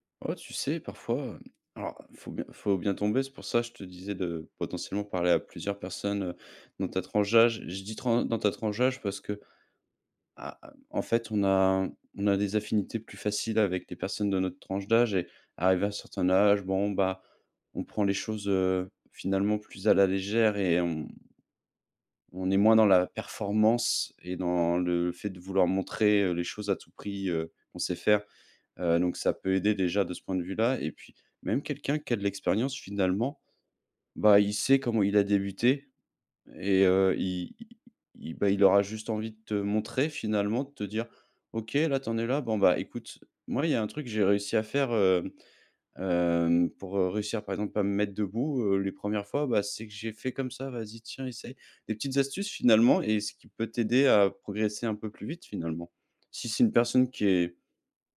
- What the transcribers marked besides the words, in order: drawn out: "on"; stressed: "montrer"
- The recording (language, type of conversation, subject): French, advice, Comment puis-je surmonter ma peur d’essayer une nouvelle activité ?